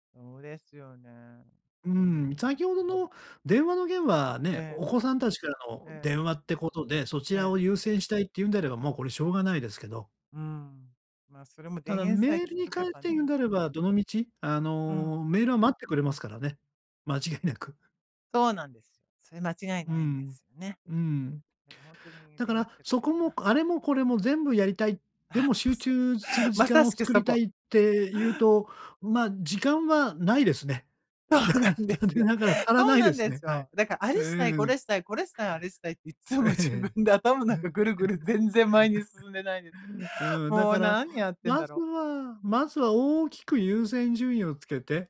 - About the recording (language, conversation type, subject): Japanese, advice, 集中して作業する時間をどのように作り、管理すればよいですか？
- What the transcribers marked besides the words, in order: laughing while speaking: "間違いなく"; laughing while speaking: "だから残念ながら足らないですね"; laughing while speaking: "そうなんですよ"; laughing while speaking: "ええ"; laughing while speaking: "いっつも自分で頭の中ぐ … 何やってんだろ"; giggle